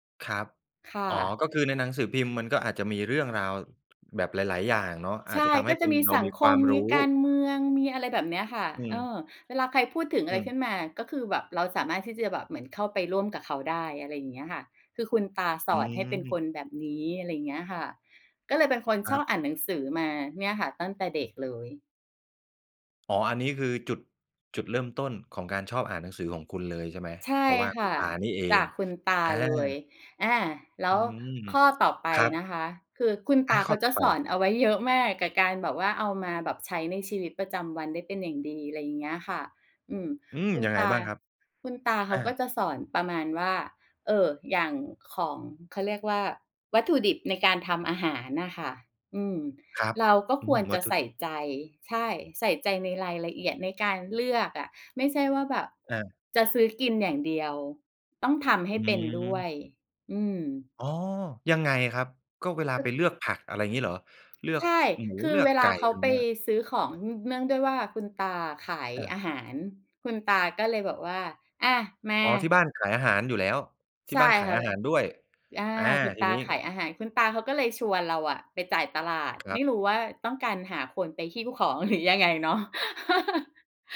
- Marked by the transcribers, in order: tapping; other background noise; chuckle
- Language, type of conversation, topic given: Thai, podcast, การใช้ชีวิตอยู่กับปู่ย่าตายายส่งผลต่อคุณอย่างไร?